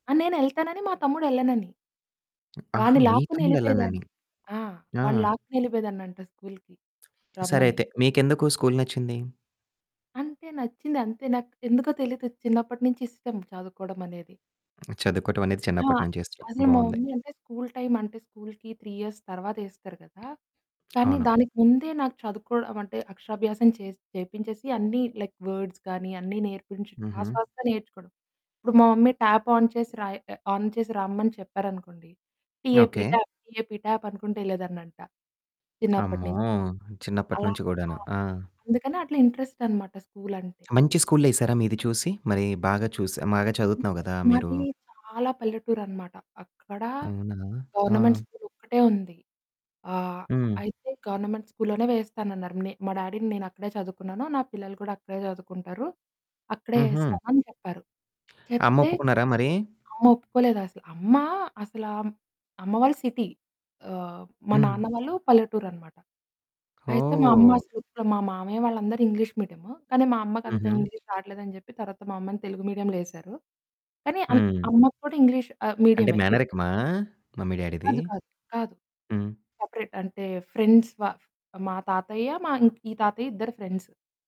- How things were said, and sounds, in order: other background noise; static; lip smack; lip smack; in English: "త్రీ ఇయర్స్"; tapping; lip smack; in English: "లైక్ వర్డ్స్"; in English: "ఫాస్ట్ ఫాస్ట్‌గా"; in English: "మమ్మీ, ట్యాప్ ఆన్"; in English: "ఆన్"; in English: "టీ-ఏ-పీ ట్యాప్, టీ-ఏ-పీ ట్యాప్"; lip smack; in English: "ఇంట్రెస్ట్"; "బాగా" said as "మాగా"; in English: "గవర్నమెంట్ స్కూల్"; in English: "గవర్నమెంట్ స్కూల్‌లోనే"; in English: "డ్యాడీ"; in English: "ఇంగ్లీష్"; in English: "మమ్మీ, డ్యాడీ‌ది?"; in English: "సపరేట్"; in English: "ఫ్రెండ్స్"; in English: "ఫ్రెండ్స్"
- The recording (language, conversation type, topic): Telugu, podcast, మీ కుటుంబం మీ గుర్తింపును ఎలా చూస్తుంది?